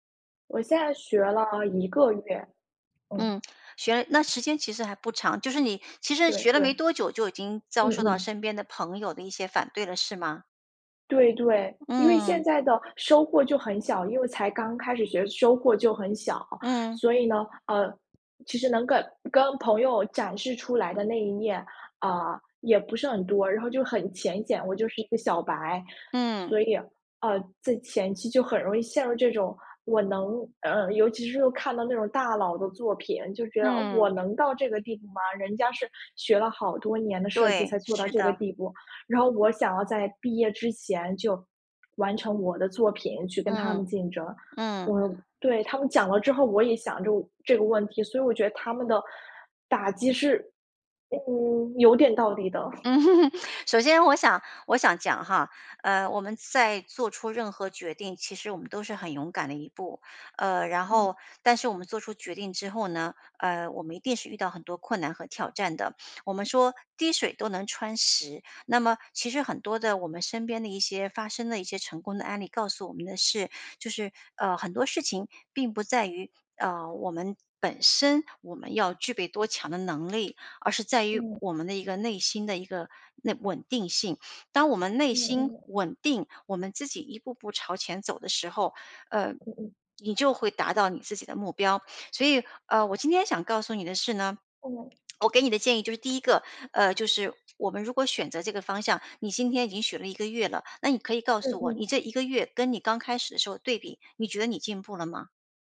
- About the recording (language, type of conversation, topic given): Chinese, advice, 被批评后，你的创作自信是怎样受挫的？
- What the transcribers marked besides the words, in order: other background noise; scoff; laugh; other noise